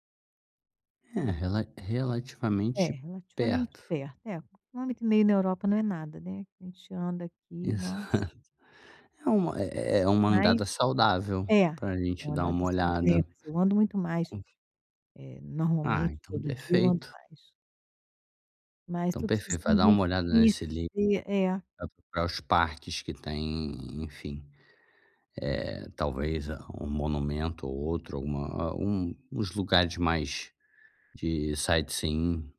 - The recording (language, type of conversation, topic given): Portuguese, advice, Como posso criar uma sensação de lar nesta nova cidade?
- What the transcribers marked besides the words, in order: unintelligible speech; in English: "sightseeing"